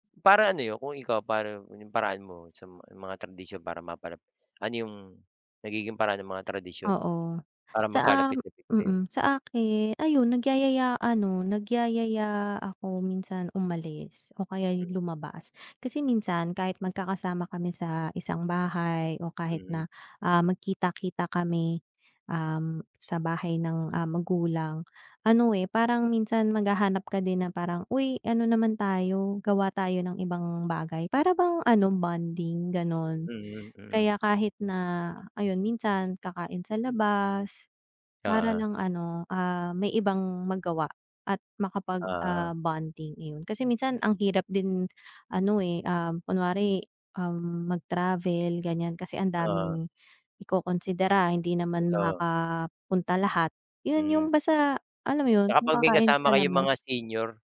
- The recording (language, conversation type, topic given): Filipino, unstructured, Ano ang mga tradisyon ng pamilya mo na mahalaga sa iyo?
- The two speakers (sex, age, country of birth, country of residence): female, 30-34, Philippines, Philippines; male, 50-54, Philippines, Philippines
- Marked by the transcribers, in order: none